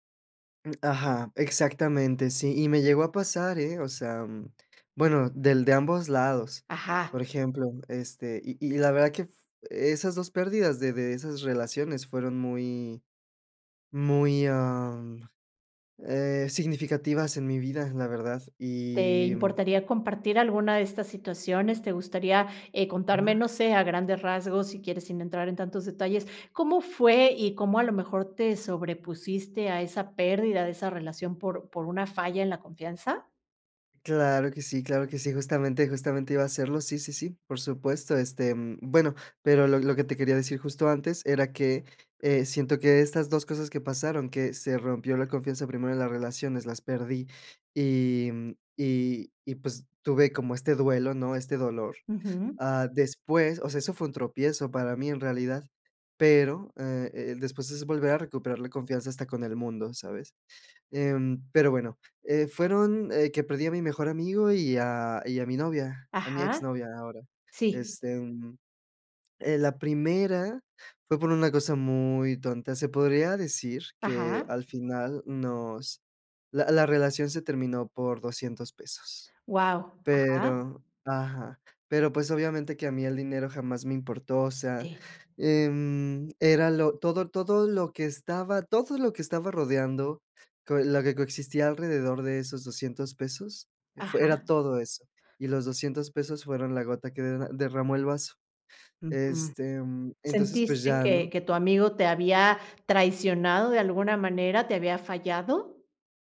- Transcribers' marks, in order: other background noise; tapping
- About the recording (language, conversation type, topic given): Spanish, podcast, ¿Cómo recuperas la confianza después de un tropiezo?